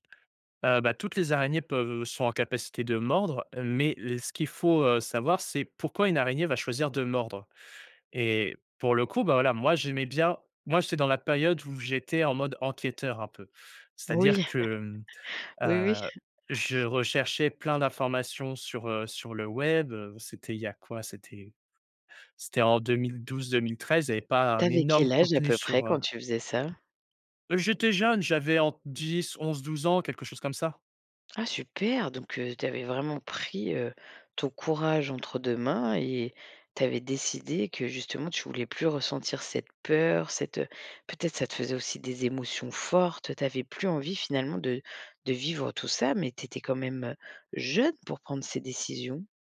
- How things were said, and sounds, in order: laugh; "entre" said as "ente"; tapping; stressed: "jeune"
- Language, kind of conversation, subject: French, podcast, Peux-tu raconter une fois où tu as affronté une de tes peurs ?